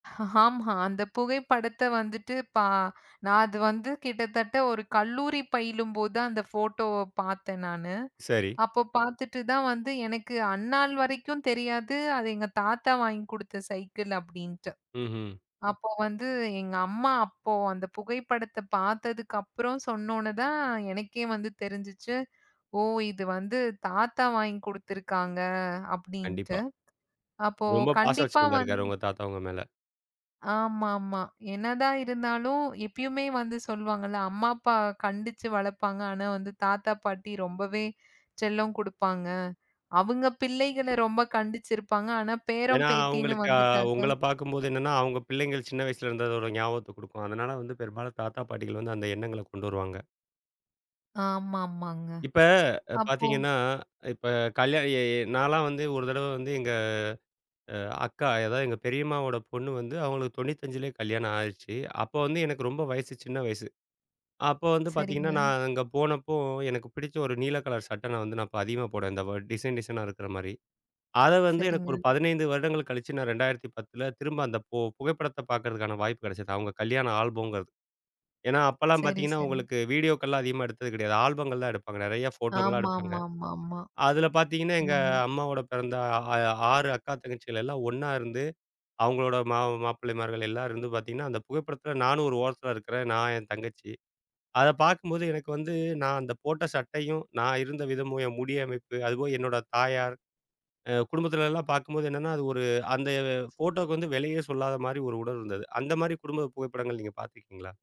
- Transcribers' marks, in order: laughing while speaking: "ஆமா"; other noise; tapping; other background noise; joyful: "அந்தப் புகைப்படத்துல நானும் ஒரு ஓரத்துல … ஒரு உடல் இருந்தது"
- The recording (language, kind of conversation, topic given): Tamil, podcast, பழைய குடும்பப் புகைப்படங்கள் உங்களுக்கு ஏன் முக்கியமானவை?